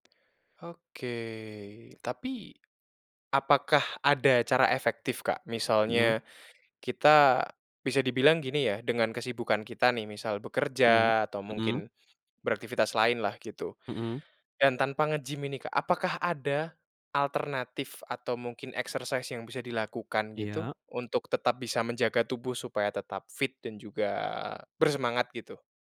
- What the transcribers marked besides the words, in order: in English: "exercise"
- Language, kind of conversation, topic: Indonesian, podcast, Bagaimana cara kamu menjaga kebugaran tanpa pergi ke pusat kebugaran?